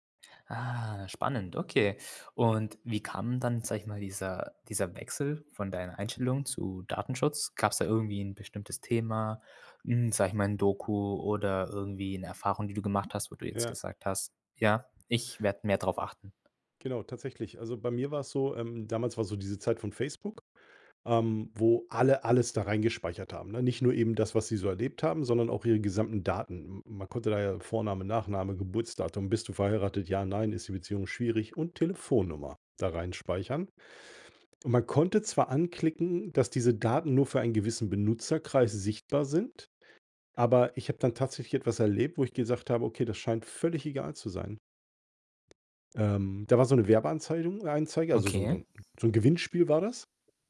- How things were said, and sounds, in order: other background noise
- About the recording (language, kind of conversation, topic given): German, podcast, Wie wichtig sind dir Datenschutz-Einstellungen in sozialen Netzwerken?